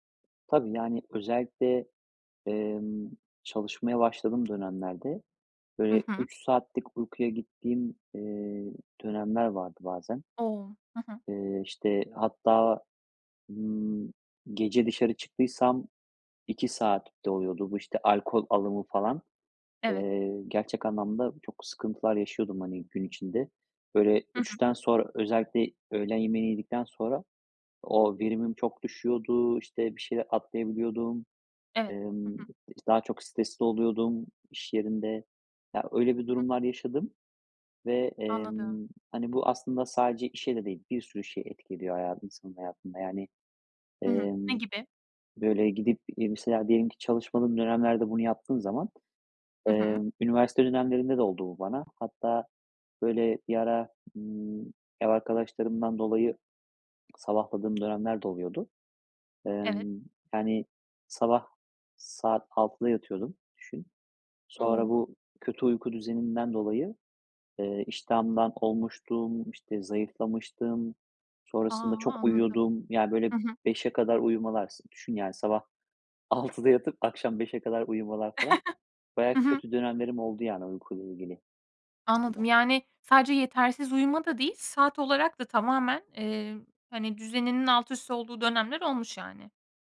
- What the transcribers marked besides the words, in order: tapping; other background noise; laughing while speaking: "altıda yatıp"; chuckle
- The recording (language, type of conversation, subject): Turkish, podcast, Uyku düzeninin zihinsel sağlığa etkileri nelerdir?